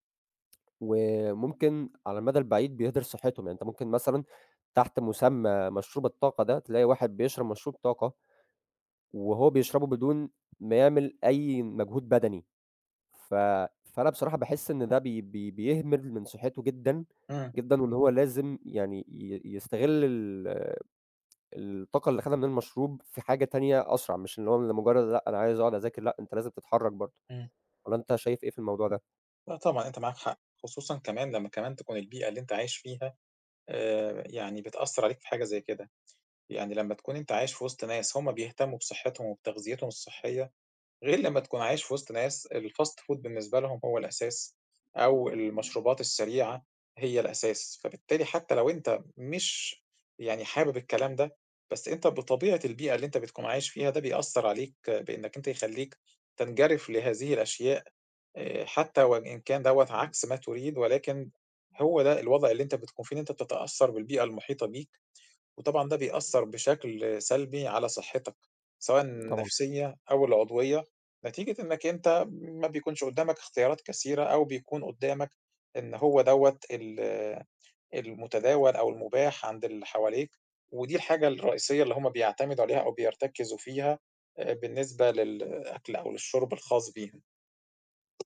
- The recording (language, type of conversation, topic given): Arabic, unstructured, هل بتخاف من عواقب إنك تهمل صحتك البدنية؟
- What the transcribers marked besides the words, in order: tapping; in English: "الfast food"; other background noise